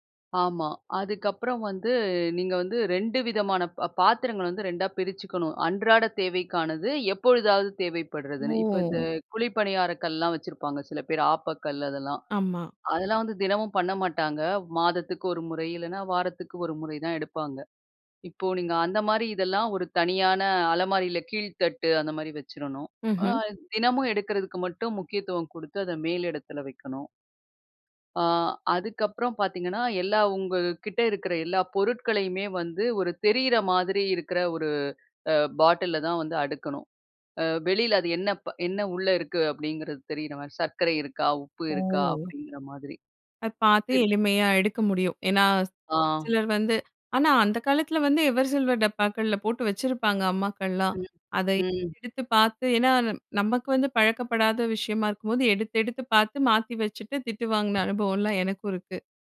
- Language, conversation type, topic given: Tamil, podcast, புதிதாக வீட்டில் குடியேறுபவருக்கு வீட்டை ஒழுங்காக வைத்துக்கொள்ள ஒரே ஒரு சொல்லில் நீங்கள் என்ன அறிவுரை சொல்வீர்கள்?
- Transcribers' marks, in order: other background noise; surprised: "ஓ!"; unintelligible speech